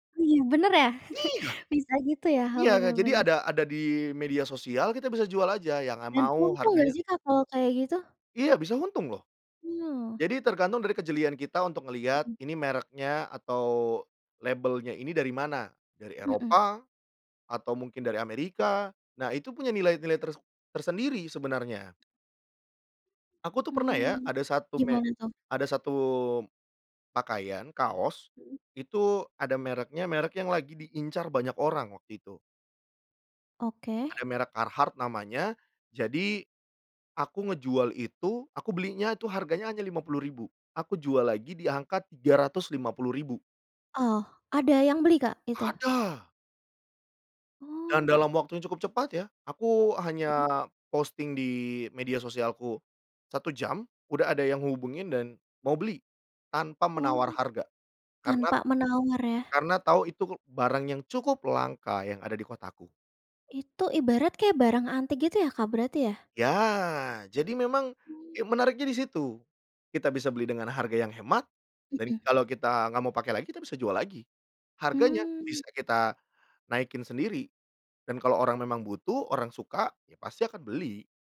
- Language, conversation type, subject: Indonesian, podcast, Bagaimana kamu tetap tampil gaya sambil tetap hemat anggaran?
- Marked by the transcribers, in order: chuckle; tapping; other background noise